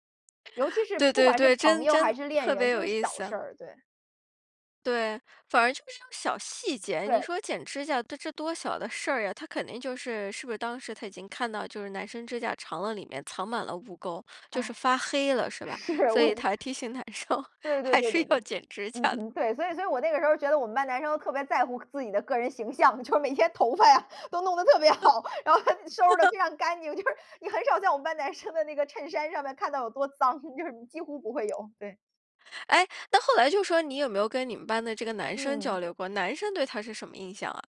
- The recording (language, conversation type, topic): Chinese, podcast, 你认为一位好老师应该具备哪些特点？
- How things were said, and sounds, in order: laughing while speaking: "是"; laughing while speaking: "还是要剪指甲的"; laughing while speaking: "就是每天头发呀都弄得 … 面看到有多脏"; laugh